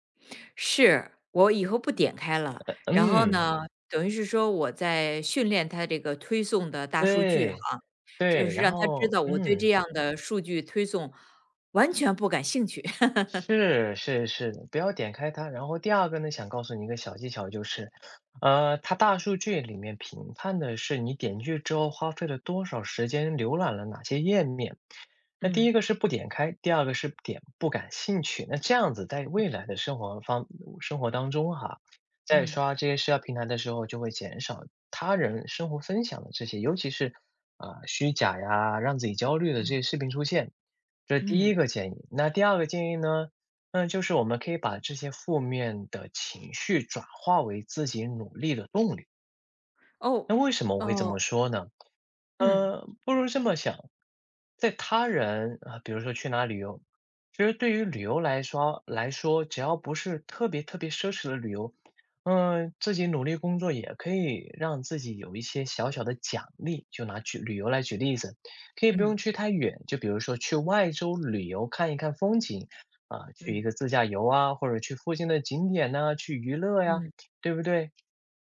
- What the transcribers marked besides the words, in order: other background noise; chuckle
- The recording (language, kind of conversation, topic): Chinese, advice, 社交媒体上频繁看到他人炫耀奢华生活时，为什么容易让人产生攀比心理？